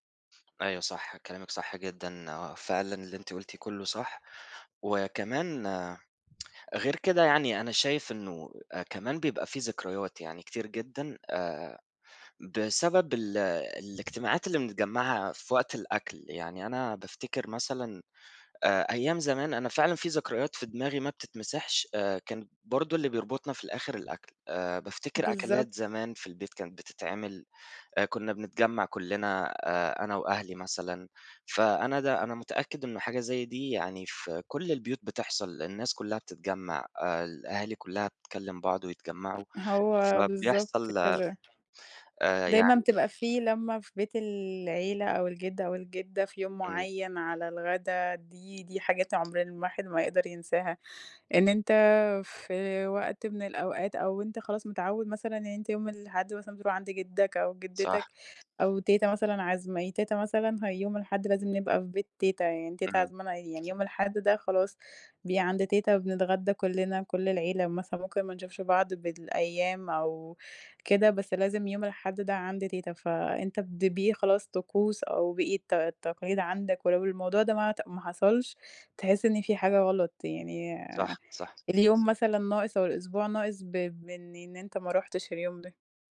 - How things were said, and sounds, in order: tapping; tsk; other background noise; background speech
- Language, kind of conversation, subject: Arabic, unstructured, هل إنت مؤمن إن الأكل ممكن يقرّب الناس من بعض؟